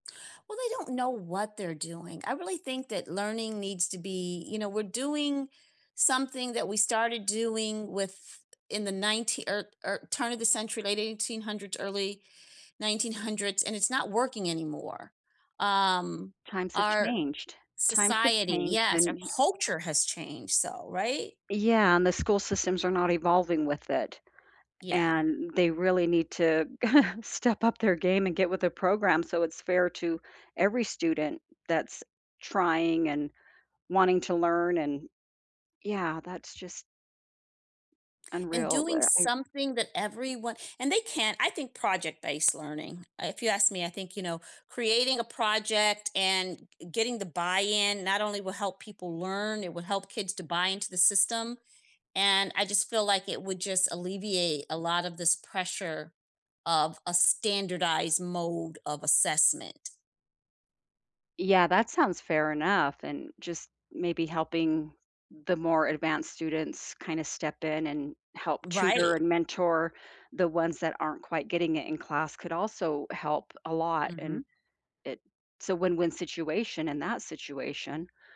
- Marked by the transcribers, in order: stressed: "culture"; chuckle
- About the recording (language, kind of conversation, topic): English, unstructured, Do you believe standardized tests are fair?
- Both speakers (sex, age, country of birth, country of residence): female, 50-54, Canada, United States; female, 55-59, United States, United States